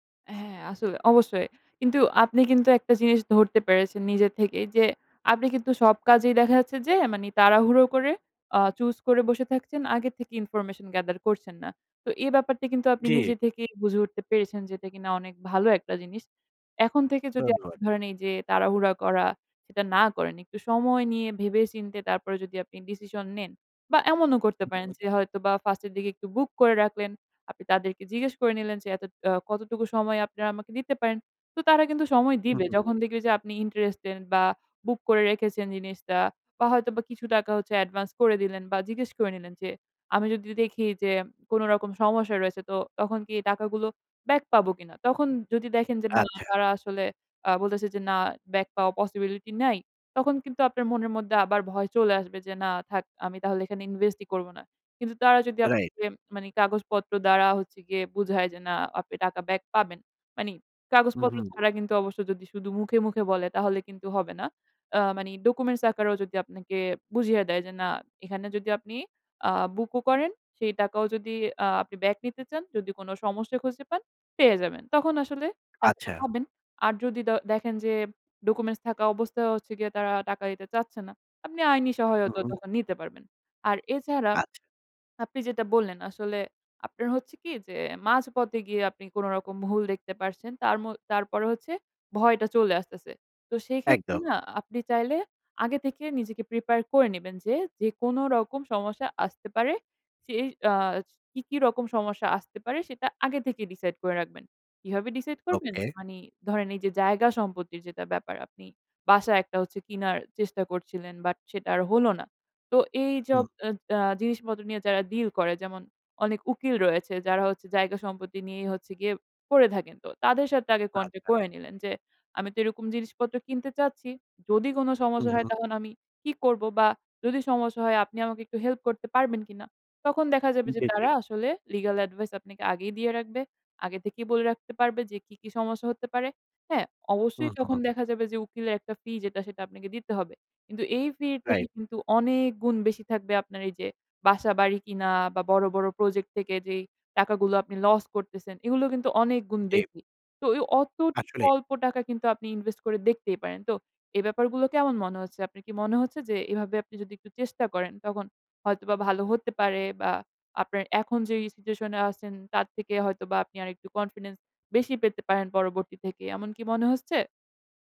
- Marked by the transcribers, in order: in English: "gather"; alarm; in English: "interesten"; "interested" said as "interesten"; "যে" said as "যেম"; in English: "possibility"; in English: "invest"; "আপনাকে" said as "আপনাকেম"; in English: "documents"; in English: "documents"; swallow; in English: "prepare"; in English: "decide"; in English: "decide"; "যেটা" said as "যেতা"; "এইসব" said as "এইজব"; in English: "deal"; in English: "contact"; "তখন" said as "তহন"; in English: "legal advice"; stressed: "অনেক গুণ"; in English: "invest"; in English: "confidence"
- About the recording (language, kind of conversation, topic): Bengali, advice, আপনি কেন প্রায়ই কোনো প্রকল্প শুরু করে মাঝপথে থেমে যান?